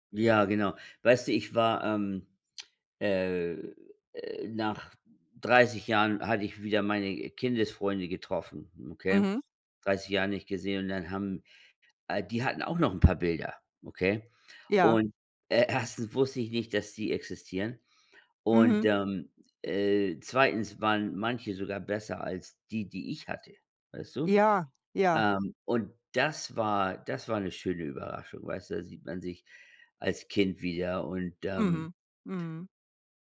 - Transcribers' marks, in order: none
- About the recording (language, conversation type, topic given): German, unstructured, Welche Rolle spielen Fotos in deinen Erinnerungen?